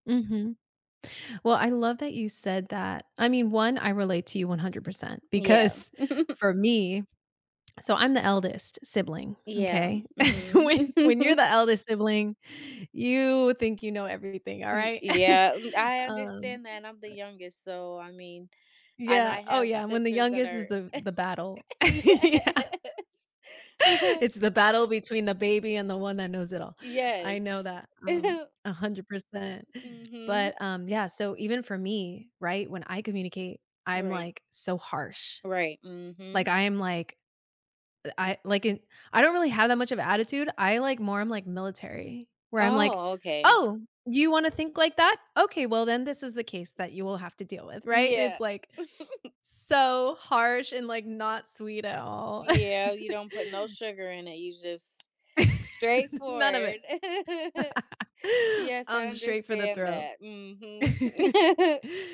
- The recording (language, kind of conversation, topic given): English, unstructured, What steps can you take to build stronger connections with others this year?
- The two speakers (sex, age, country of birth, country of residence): female, 20-24, United States, United States; female, 30-34, United States, United States
- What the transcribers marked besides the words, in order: chuckle; laughing while speaking: "because"; other background noise; laughing while speaking: "When"; chuckle; chuckle; laughing while speaking: "yeah"; laughing while speaking: "yes"; chuckle; chuckle; tapping; chuckle; laugh; laugh; chuckle; laugh; chuckle